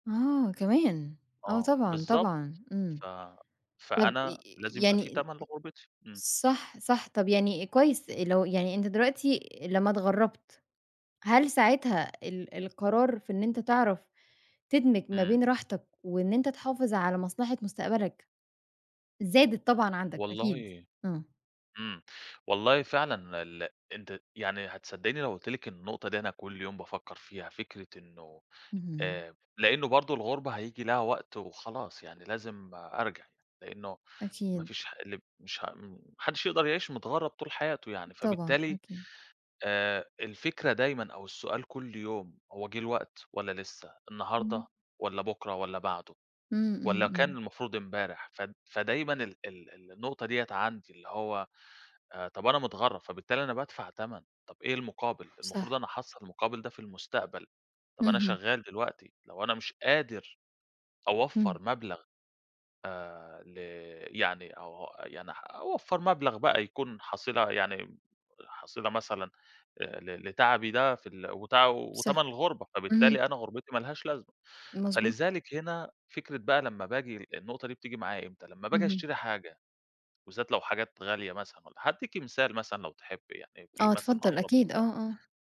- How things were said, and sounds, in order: none
- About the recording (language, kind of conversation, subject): Arabic, podcast, إزاي بتقرر بين راحة دلوقتي ومصلحة المستقبل؟